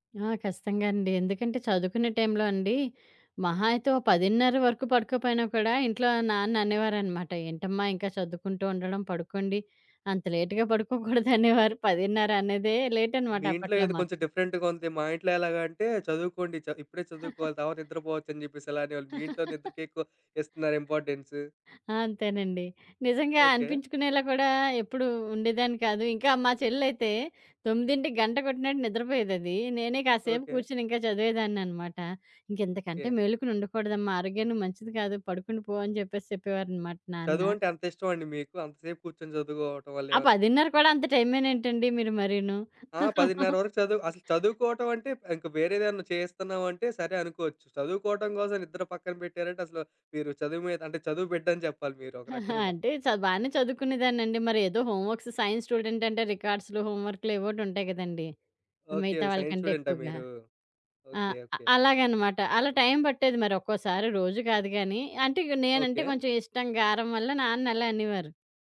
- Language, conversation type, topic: Telugu, podcast, హాయిగా, మంచి నిద్రను ప్రతిరోజూ స్థిరంగా వచ్చేలా చేసే అలవాటు మీరు ఎలా ఏర్పరుచుకున్నారు?
- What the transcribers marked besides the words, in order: in English: "లేట్‌గా"; laughing while speaking: "పడుకోకూడదనేవారు"; other background noise; in English: "డిఫరెంట్‌గా"; giggle; chuckle; in English: "ఇంపార్టెన్స్"; chuckle; giggle; in English: "హోమ్‌వర్క్స్, సైన్స్ స్టూడెంట్"; in English: "సైన్స్"